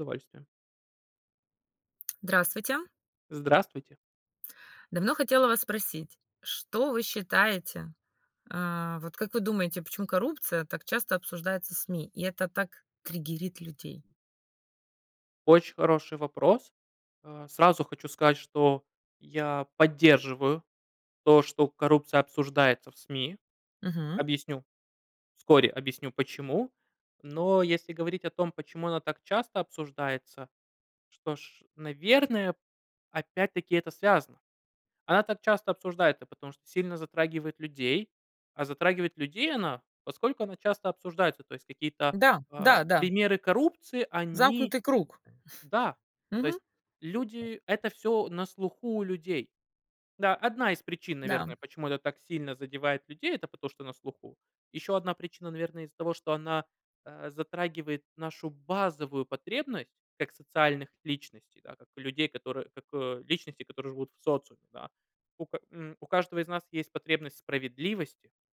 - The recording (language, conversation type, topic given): Russian, unstructured, Как вы думаете, почему коррупция так часто обсуждается в СМИ?
- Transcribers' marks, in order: tapping; other background noise